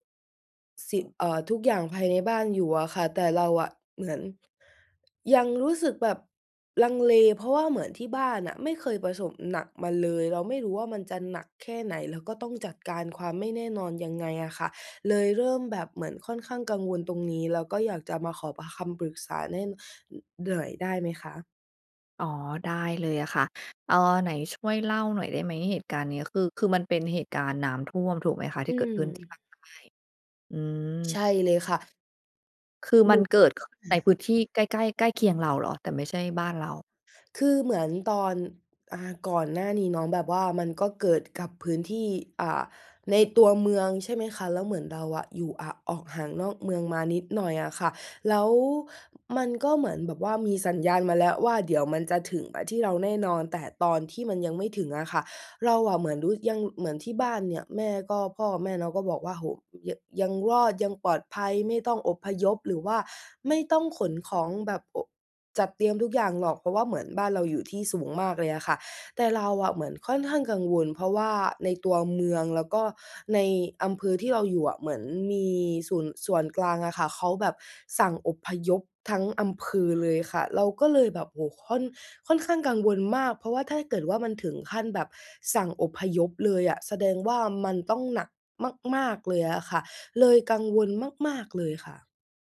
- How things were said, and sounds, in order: tapping; other background noise; unintelligible speech
- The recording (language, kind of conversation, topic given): Thai, advice, ฉันควรจัดการเหตุการณ์ฉุกเฉินในครอบครัวอย่างไรเมื่อยังไม่แน่ใจและต้องรับมือกับความไม่แน่นอน?